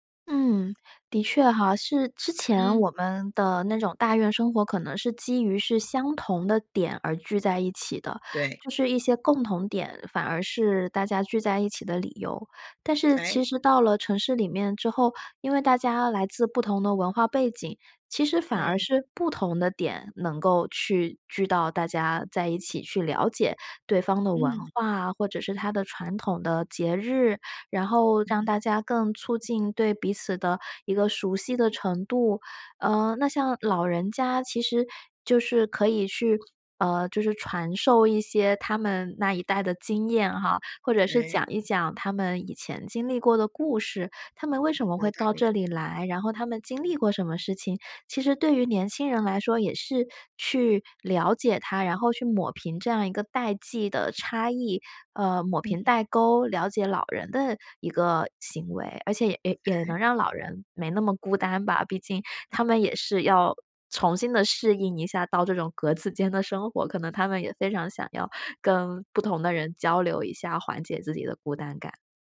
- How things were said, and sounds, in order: lip smack; other background noise
- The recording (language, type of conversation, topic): Chinese, podcast, 如何让社区更温暖、更有人情味？